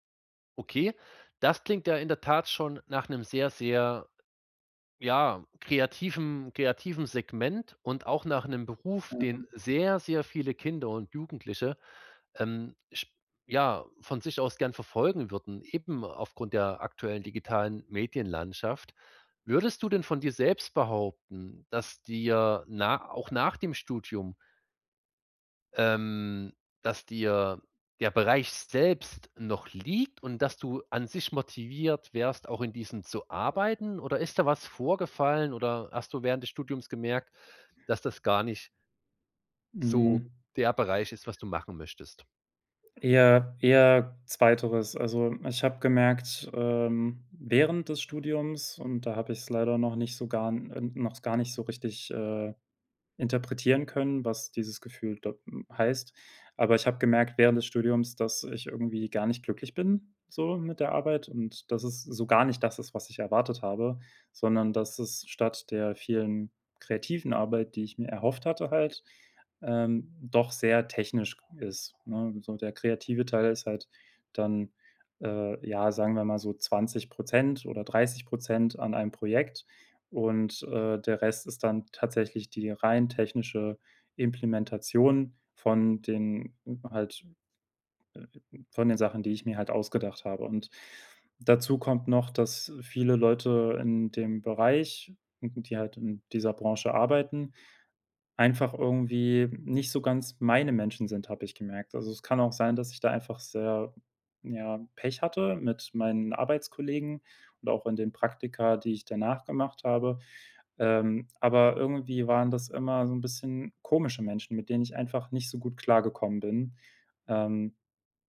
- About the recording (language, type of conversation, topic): German, advice, Berufung und Sinn im Leben finden
- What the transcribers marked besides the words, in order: none